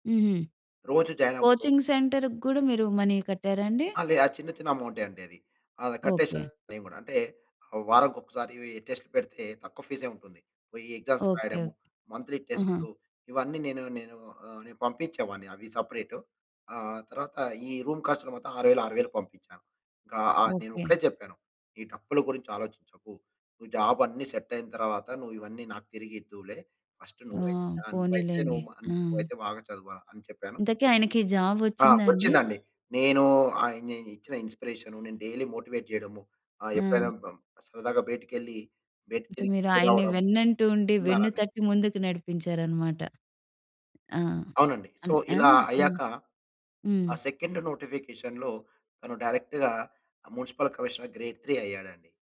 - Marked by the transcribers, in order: in English: "కోచింగ్ సెంటర్‌కి"; in English: "మనీ"; in English: "టెస్ట్"; in English: "ఎగ్జామ్స్"; in English: "మంత్‌లీ"; in English: "రూమ్"; in English: "జాబ్"; in English: "ఫస్ట్"; other background noise; in English: "జాబ్"; in English: "డైలీ మోటివేట్"; other noise; tapping; in English: "సో"; in English: "సెకండ్ నోటిఫికేషన్‌లో"; in English: "డైరెక్ట్‌గా మ్యునిసిపల్ కమిషనర్ గ్రేడ్ 3"
- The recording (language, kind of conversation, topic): Telugu, podcast, ప్రోత్సాహం తగ్గిన సభ్యుడిని మీరు ఎలా ప్రేరేపిస్తారు?